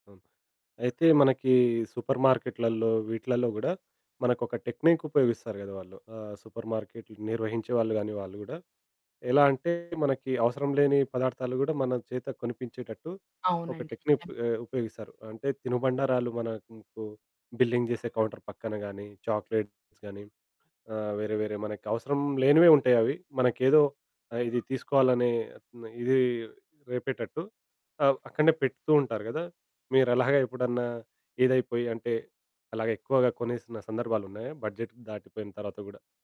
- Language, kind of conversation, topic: Telugu, podcast, రేషన్ షాపింగ్‌లో బడ్జెట్‌లోనే పోషకాహారాన్ని ఎలా సాధించుకోవచ్చు?
- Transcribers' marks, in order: in English: "టెక్నిక్"; distorted speech; in English: "టెక్నిప్"; in English: "బిల్లింగ్"; in English: "కౌంటర్"; in English: "చాక్లెట్స్"; other background noise; in English: "బడ్జెట్"